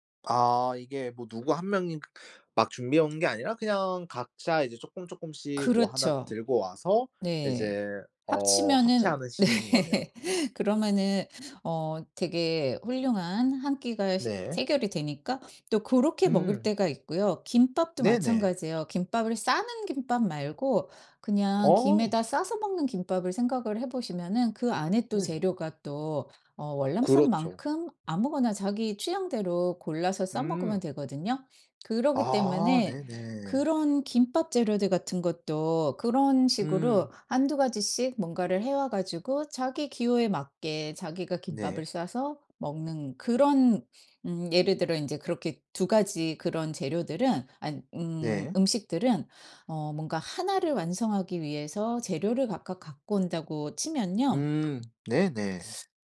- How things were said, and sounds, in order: other background noise; laugh; tapping
- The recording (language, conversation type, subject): Korean, podcast, 간단히 나눠 먹기 좋은 음식 추천해줄래?